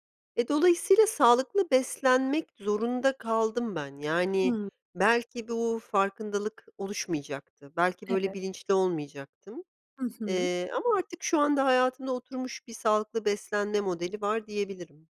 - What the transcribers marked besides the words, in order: other background noise
- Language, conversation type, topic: Turkish, podcast, Sağlıklı beslenmeyi nasıl tanımlarsın?